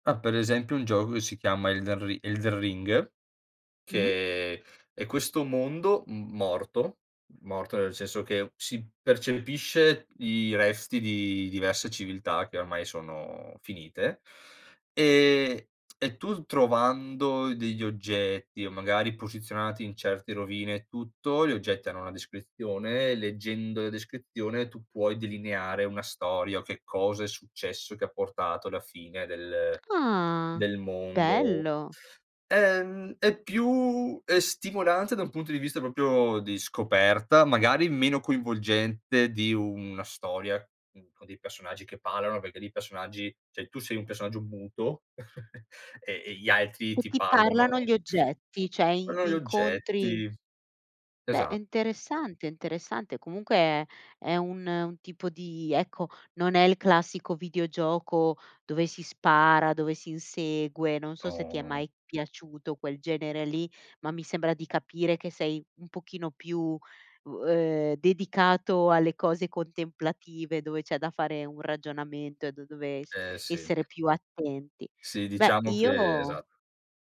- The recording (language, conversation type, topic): Italian, podcast, Quale gioco d'infanzia ricordi con più affetto e perché?
- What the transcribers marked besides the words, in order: other background noise; "proprio" said as "propio"; chuckle; unintelligible speech